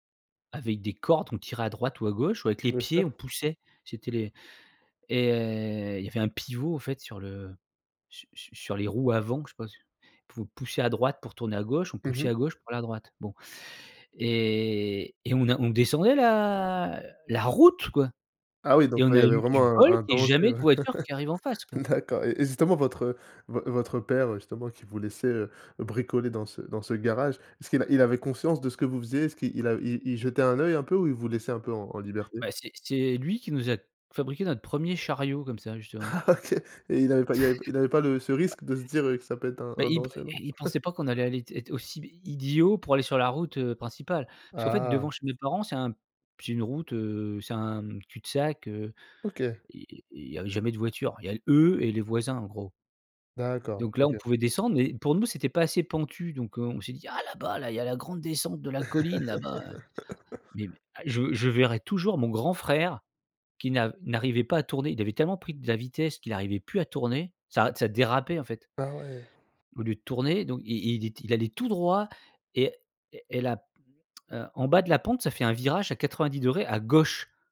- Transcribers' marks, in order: drawn out: "et"; drawn out: "la"; stressed: "route"; laugh; laughing while speaking: "D'accord"; laughing while speaking: "Ah, OK"; chuckle; chuckle; laugh; stressed: "gauche"
- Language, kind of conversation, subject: French, podcast, Quel était ton endroit secret pour jouer quand tu étais petit ?